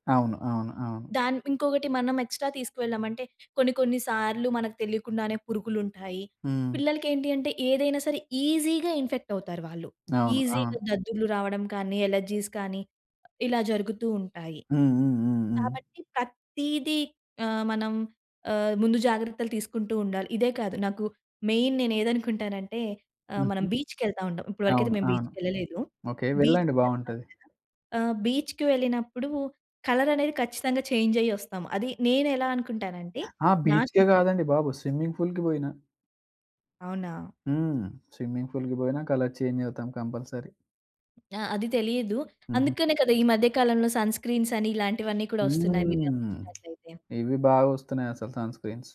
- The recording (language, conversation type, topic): Telugu, podcast, చిన్నపిల్లలతో క్యాంపింగ్‌ను ఎలా సవ్యంగా నిర్వహించాలి?
- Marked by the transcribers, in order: in English: "ఎక్స్‌ట్రా"; in English: "ఈజిగా ఇన్ఫెక్ట్"; in English: "ఈజిగా"; in English: "అలెర్జీస్"; tapping; in English: "మెయిన్"; in English: "బీచ్‌కెళ్తా"; in English: "బీచ్"; in English: "బీచ్"; in English: "బీచ్‌కి"; in English: "చేంజ్"; other background noise; in English: "బీచ్‌కే"; in English: "స్విమ్మింగ్ ఫూల్‌కి"; in English: "స్విమ్మింగ్ ఫూల్‌కి"; in English: "కలర్ చేంజ్"; in English: "కంపల్సరీ"; in English: "సన్ స్క్రీన్స్"; in English: "సన్ స్క్రీన్స్"